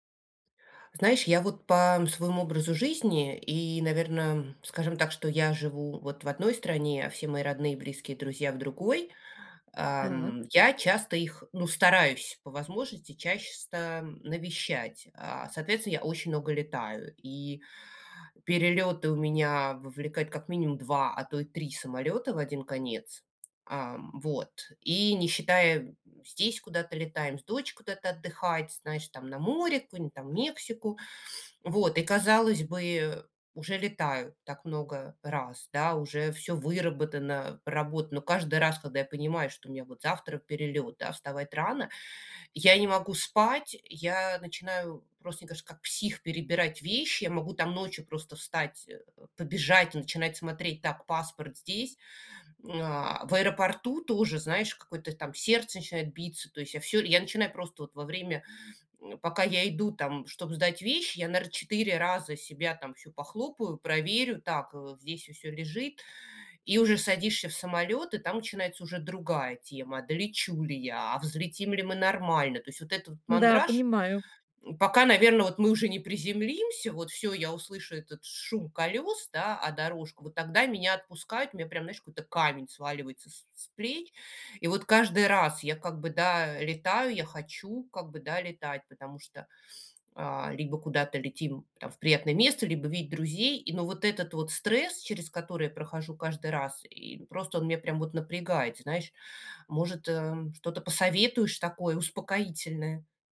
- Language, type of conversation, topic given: Russian, advice, Как справляться со стрессом и тревогой во время поездок?
- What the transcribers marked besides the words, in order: none